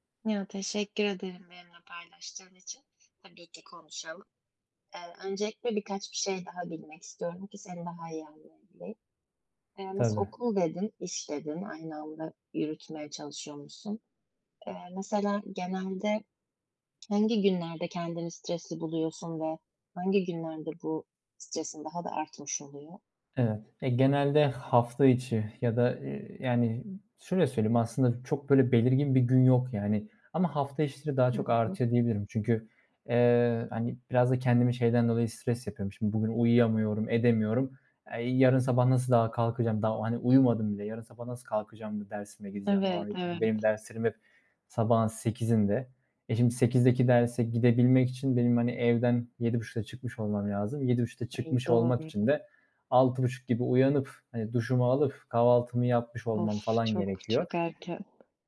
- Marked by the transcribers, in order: other background noise; unintelligible speech
- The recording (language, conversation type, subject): Turkish, advice, Gün içindeki stresi azaltıp gece daha rahat uykuya nasıl geçebilirim?